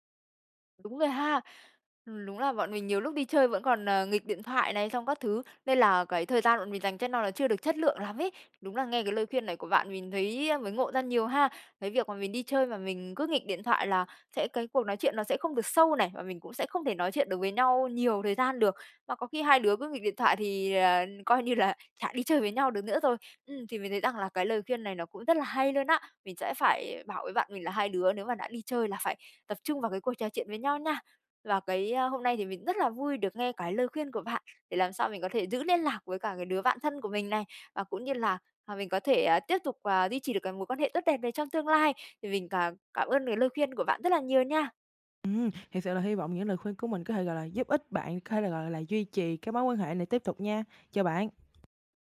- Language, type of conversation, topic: Vietnamese, advice, Làm thế nào để giữ liên lạc với người thân khi có thay đổi?
- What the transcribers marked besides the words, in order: laughing while speaking: "coi như là"; tapping